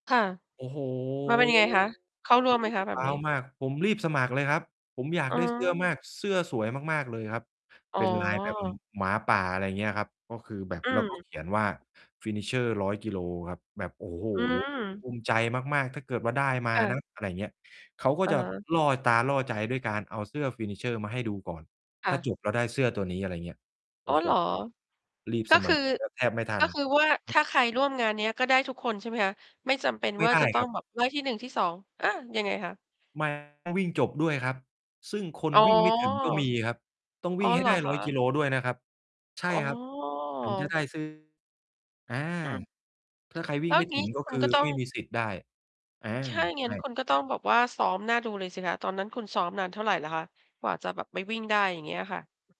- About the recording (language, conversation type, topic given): Thai, podcast, มีกิจวัตรดูแลสุขภาพอะไรบ้างที่ทำแล้วชีวิตคุณเปลี่ยนไปอย่างเห็นได้ชัด?
- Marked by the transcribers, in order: distorted speech; in English: "Finisher"; in English: "Finisher"; mechanical hum